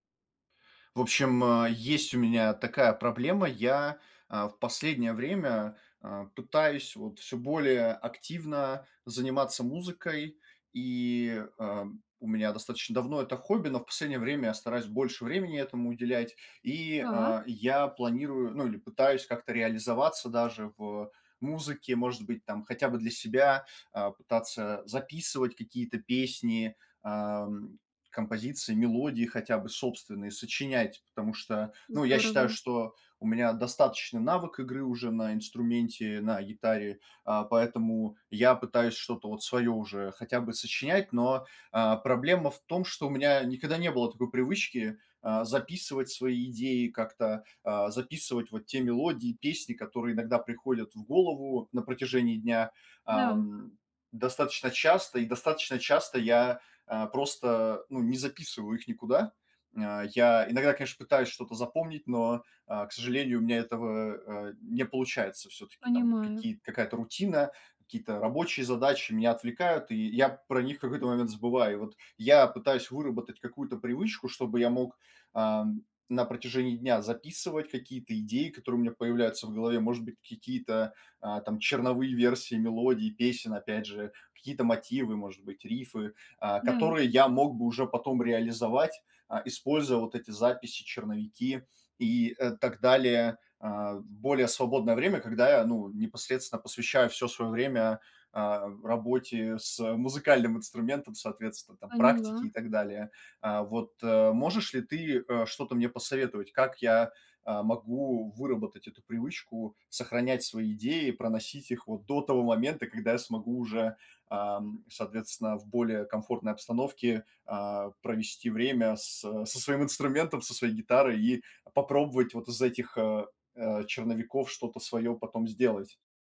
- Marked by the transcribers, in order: tapping
- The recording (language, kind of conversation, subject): Russian, advice, Как мне выработать привычку ежедневно записывать идеи?